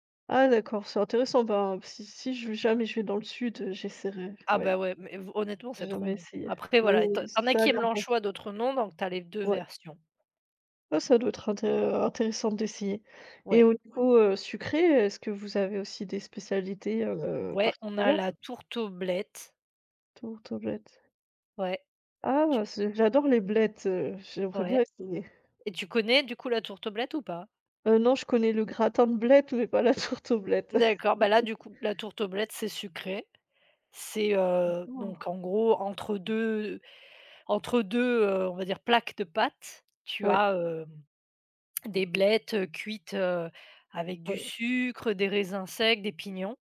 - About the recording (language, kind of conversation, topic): French, unstructured, Quels plats typiques représentent le mieux votre région, et pourquoi ?
- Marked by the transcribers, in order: other background noise; tapping; laughing while speaking: "la tourte aux blettes"; laugh